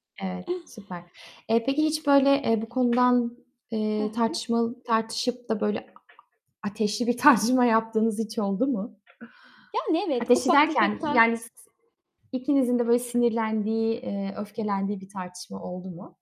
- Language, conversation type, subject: Turkish, podcast, Eşler arasında para konuşmak zor geliyorsa bu konuşmaya nasıl başlanır?
- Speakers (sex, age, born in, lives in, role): female, 30-34, Turkey, Portugal, host; female, 35-39, Turkey, Austria, guest
- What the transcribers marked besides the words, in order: distorted speech; tapping; other background noise; laughing while speaking: "tartışma"; static